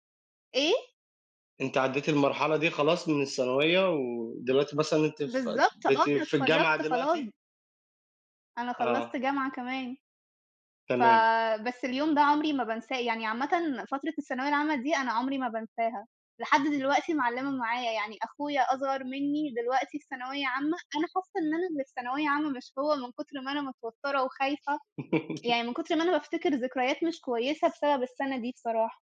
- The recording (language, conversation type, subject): Arabic, unstructured, هل بتعتقد إن الضغط على الطلبة بيأثر على مستقبلهم؟
- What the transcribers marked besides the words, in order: laugh